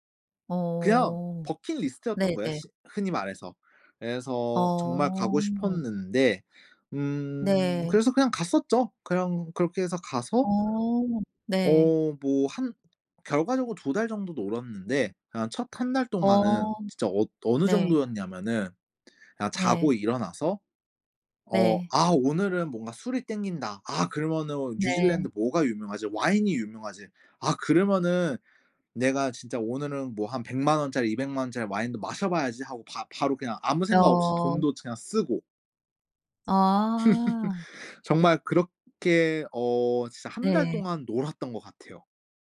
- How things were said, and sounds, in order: other background noise; laugh
- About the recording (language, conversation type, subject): Korean, podcast, 번아웃을 겪은 뒤 업무에 복귀할 때 도움이 되는 팁이 있을까요?